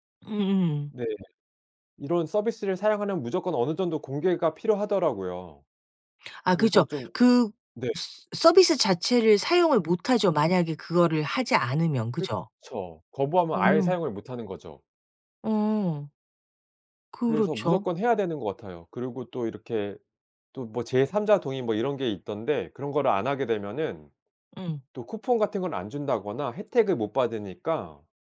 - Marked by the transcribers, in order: none
- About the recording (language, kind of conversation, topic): Korean, podcast, 개인정보는 어느 정도까지 공개하는 것이 적당하다고 생각하시나요?